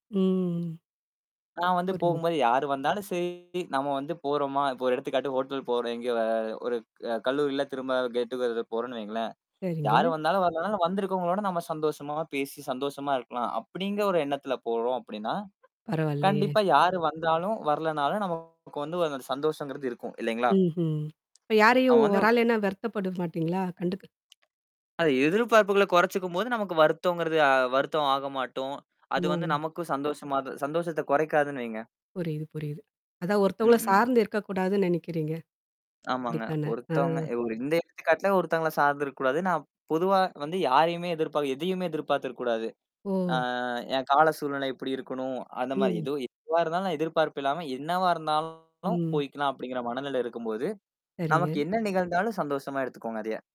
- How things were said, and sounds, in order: static; drawn out: "ம்"; distorted speech; in English: "ஹோட்டல்"; drawn out: "எங்கேயோ ஒரு"; in English: "கெட் டு கெதர்"; mechanical hum; other background noise; other noise; "வரலைன்னா" said as "வராலைன்னா"; drawn out: "ஆ"
- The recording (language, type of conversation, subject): Tamil, podcast, அன்றாட வாழ்க்கையின் சாதாரண நிகழ்வுகளிலேயே மகிழ்ச்சியை எப்படிக் கண்டுபிடிக்கலாம்?